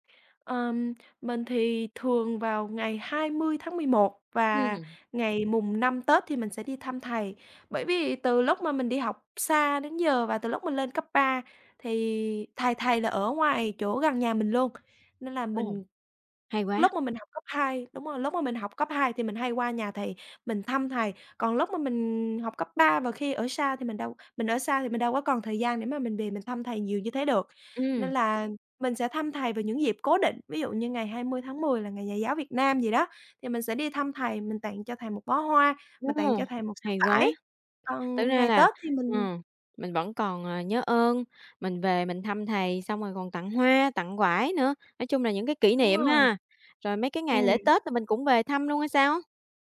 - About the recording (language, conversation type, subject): Vietnamese, podcast, Bạn có thể kể về một người đã làm thay đổi cuộc đời bạn không?
- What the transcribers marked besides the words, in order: other background noise; tapping